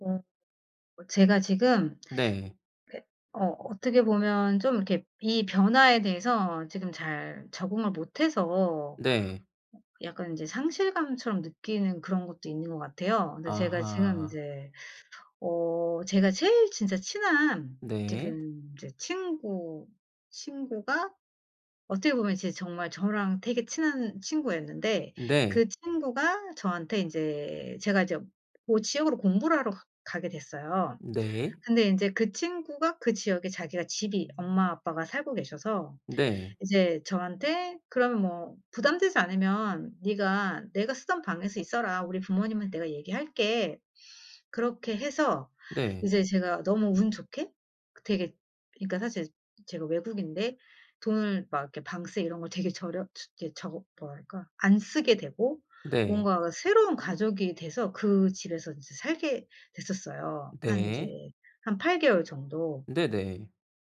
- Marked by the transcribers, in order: other background noise
- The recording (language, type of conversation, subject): Korean, advice, 변화로 인한 상실감을 기회로 바꾸기 위해 어떻게 시작하면 좋을까요?